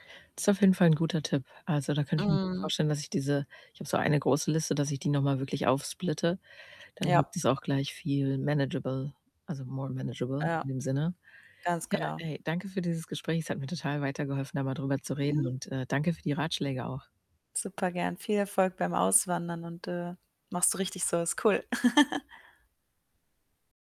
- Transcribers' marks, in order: static; distorted speech; tapping; in English: "managable"; in English: "more managable"; unintelligible speech; chuckle
- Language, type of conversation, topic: German, advice, Wie kann ich die tägliche Überforderung durch zu viele Entscheidungen in meinem Leben reduzieren?